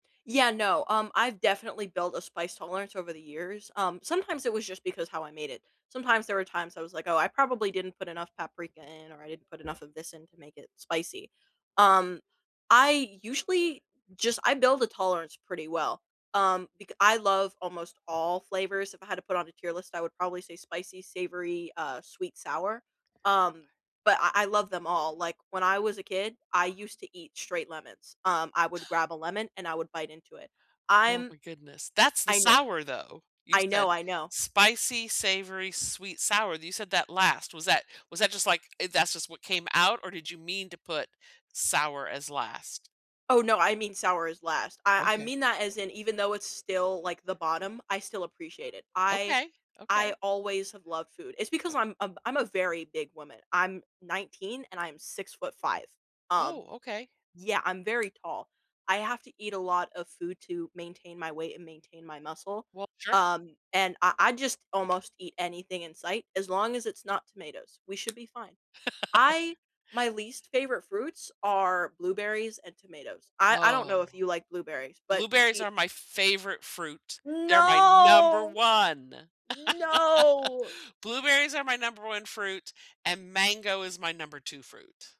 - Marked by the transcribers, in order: other background noise; gasp; tapping; laugh; drawn out: "No! No"; laugh
- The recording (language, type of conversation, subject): English, unstructured, What is the story behind your favorite family recipe?